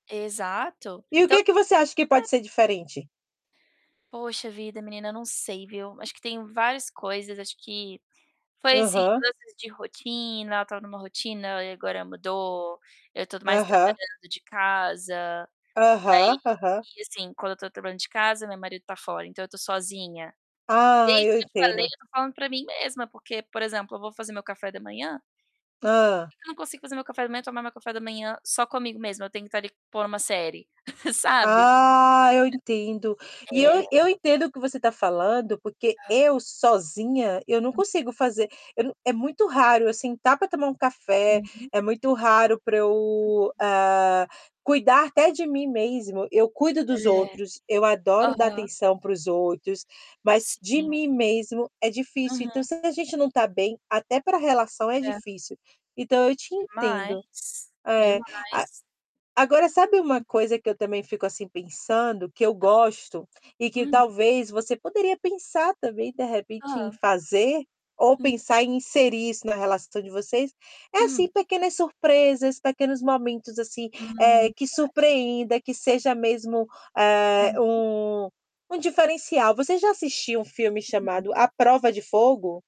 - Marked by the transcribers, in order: distorted speech; chuckle; other background noise; static
- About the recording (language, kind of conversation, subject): Portuguese, unstructured, Quais hábitos podem ajudar a manter a chama acesa?